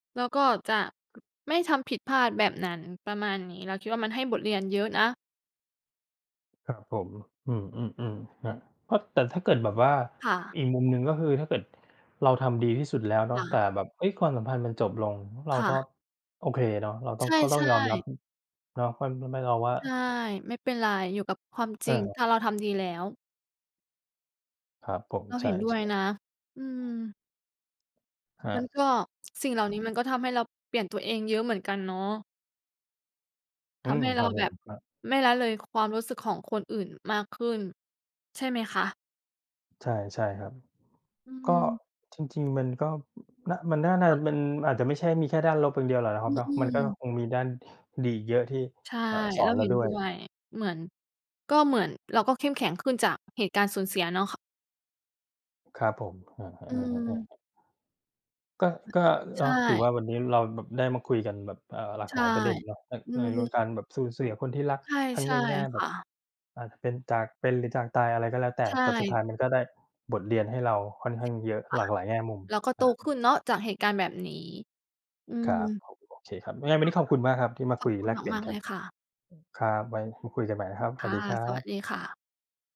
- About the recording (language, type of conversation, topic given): Thai, unstructured, การสูญเสียคนที่รักสอนอะไรคุณบ้าง?
- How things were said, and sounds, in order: other background noise; background speech